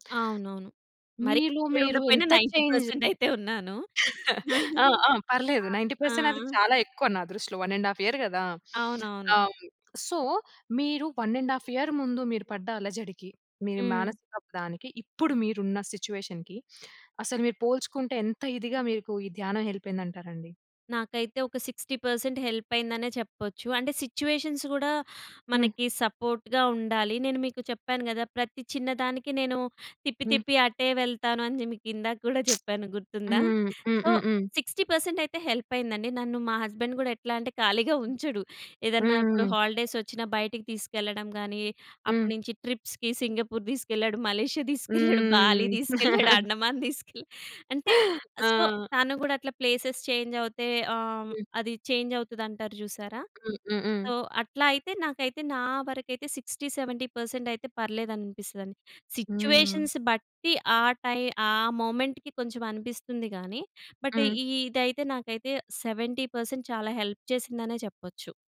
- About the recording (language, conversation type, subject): Telugu, podcast, మీరు ఉదయం లేచిన వెంటనే ధ్యానం లేదా ప్రార్థన చేస్తారా, ఎందుకు?
- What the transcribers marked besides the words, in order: in English: "చేంజ్"; in English: "నైన్టీ"; laughing while speaking: "పర్సెంటయితే ఉన్నాను"; chuckle; in English: "నైన్టీ పర్సెంట్"; in English: "వన్ అండ్ హాఫ్ ఇయర్"; in English: "సో"; in English: "వన్ అండ్ హాఫ్ ఇయర్"; in English: "సిచ్యువేషన్‌కి"; in English: "సిక్స్టీ పర్సెంట్"; in English: "సిచ్యువేషన్స్"; in English: "సపోర్ట్‌గా"; other background noise; lip smack; in English: "సో సిక్స్టీ"; in English: "హస్బెండ్"; in English: "హాలిడేస్"; in English: "ట్రిప్స్‌కి"; laughing while speaking: "మలేషియా దీసుకెళ్ళాడు. బాలి దీసుకెళ్ళాడు. అండమాన్ దీసుకెళ్ళా"; chuckle; in English: "సో"; in English: "ప్లేసేస్"; in English: "సో"; in English: "సిక్స్టీ సెవెంటీ"; in English: "సిచ్యువేషన్స్"; in English: "మొమెంట్‌కి"; in English: "బట్"; in English: "సెవెంటీ పర్సెంట్"; in English: "హెల్ప్"